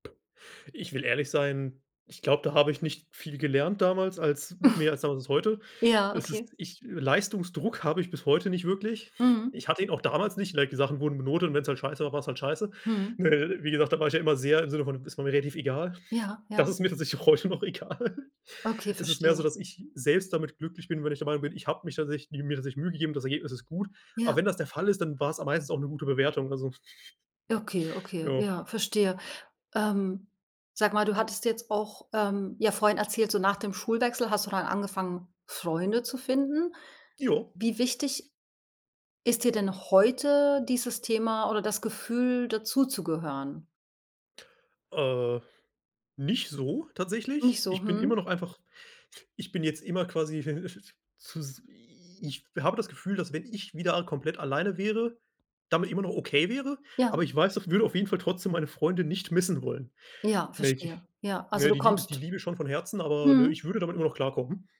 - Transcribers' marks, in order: unintelligible speech; snort; snort; laughing while speaking: "damals"; in English: "like"; laughing while speaking: "Ne?"; snort; laughing while speaking: "heute noch egal"; snort; giggle; unintelligible speech
- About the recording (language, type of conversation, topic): German, podcast, Was würdest du deinem jüngeren Schul-Ich raten?